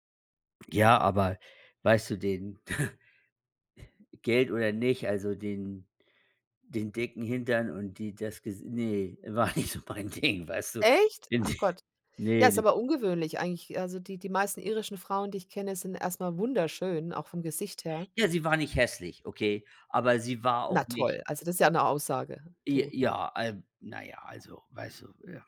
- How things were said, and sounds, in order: chuckle; other background noise; laughing while speaking: "war nicht so mein Ding"; surprised: "Echt?"; snort
- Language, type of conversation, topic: German, unstructured, Findest du, dass Geld ein Tabuthema ist, und warum oder warum nicht?